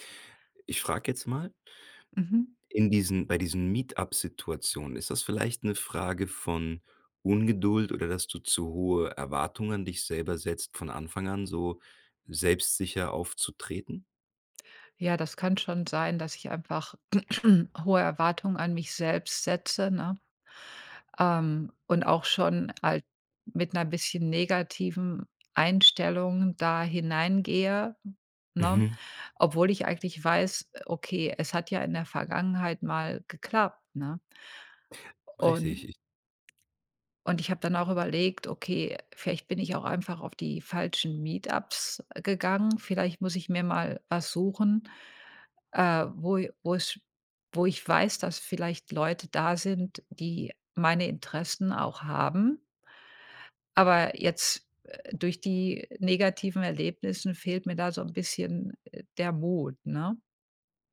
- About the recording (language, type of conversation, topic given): German, advice, Wie fühlt es sich für dich an, dich in sozialen Situationen zu verstellen?
- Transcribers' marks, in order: throat clearing; in English: "Meet-Ups"; other background noise